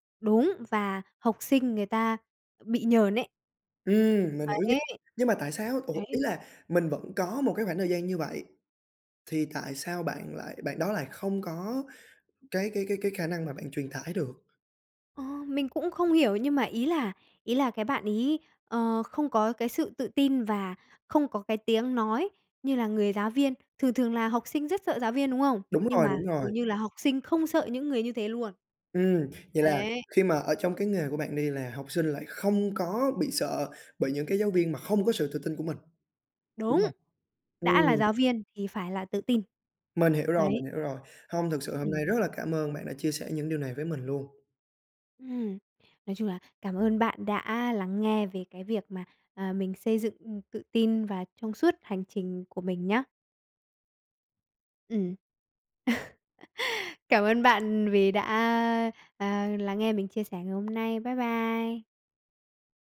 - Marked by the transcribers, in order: other background noise; laugh; tapping
- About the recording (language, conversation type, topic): Vietnamese, podcast, Điều gì giúp bạn xây dựng sự tự tin?